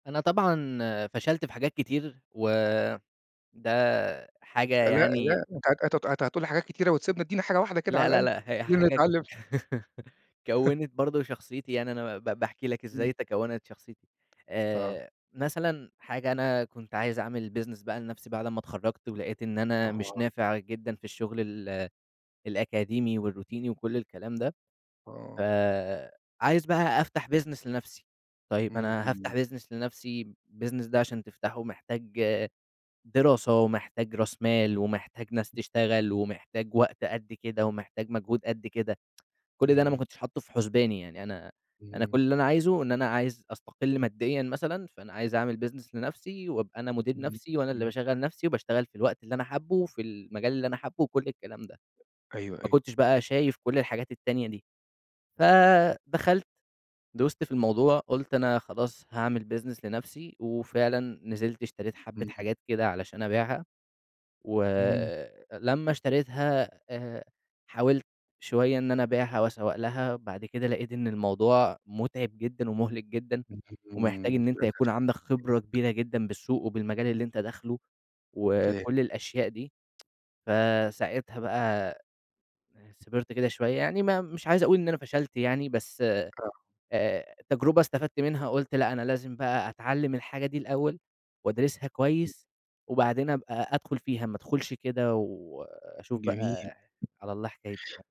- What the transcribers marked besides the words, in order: tapping; laugh; chuckle; in English: "business"; in English: "والروتيني"; other background noise; in English: "business"; in English: "business"; in English: "الbusiness"; unintelligible speech; tsk; in English: "business"; in English: "business"; unintelligible speech; tsk; unintelligible speech
- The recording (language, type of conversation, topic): Arabic, podcast, إزاي بتنظم وقتك بين الشغل والبيت؟